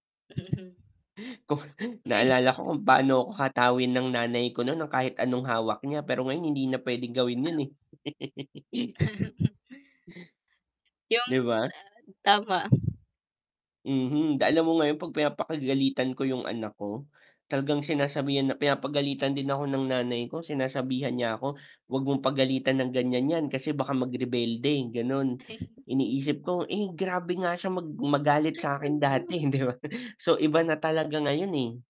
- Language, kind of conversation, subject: Filipino, unstructured, Ano ang pinakamahalagang aral na natutunan mo mula sa iyong mga magulang?
- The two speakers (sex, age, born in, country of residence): female, 35-39, Philippines, Philippines; male, 25-29, Philippines, Philippines
- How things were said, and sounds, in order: laughing while speaking: "Kung"; laughing while speaking: "May"; chuckle; gasp; static; laughing while speaking: "Mhm"; chuckle; laugh; laughing while speaking: "hindi ba"